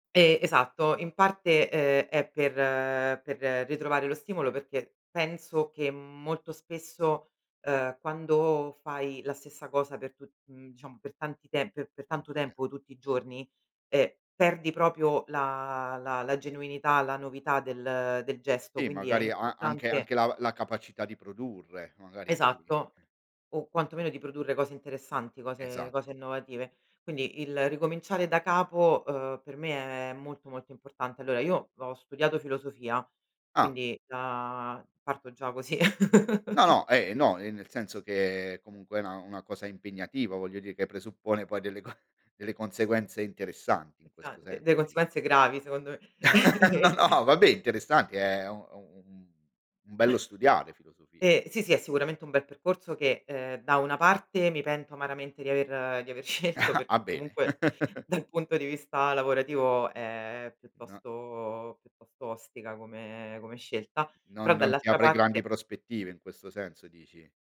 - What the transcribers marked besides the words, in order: tapping; other noise; chuckle; laughing while speaking: "co"; laugh; laughing while speaking: "No"; chuckle; chuckle; laughing while speaking: "scelto"; chuckle
- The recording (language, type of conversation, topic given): Italian, podcast, Quando hai deciso di ricominciare da capo e perché?